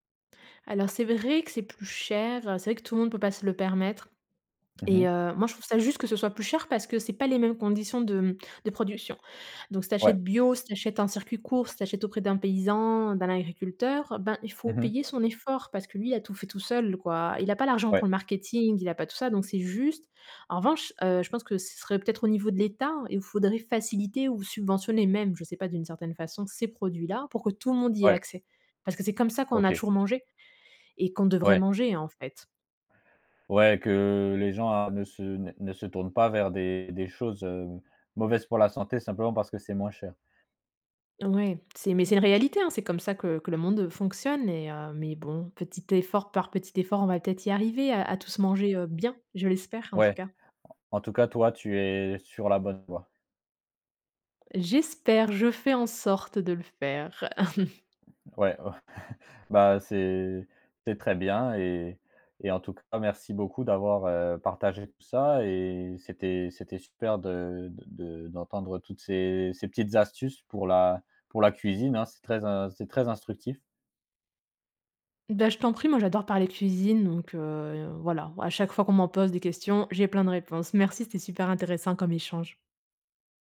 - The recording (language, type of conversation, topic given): French, podcast, Comment t’organises-tu pour cuisiner quand tu as peu de temps ?
- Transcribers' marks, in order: stressed: "ces"; chuckle; tapping; laughing while speaking: "ouais"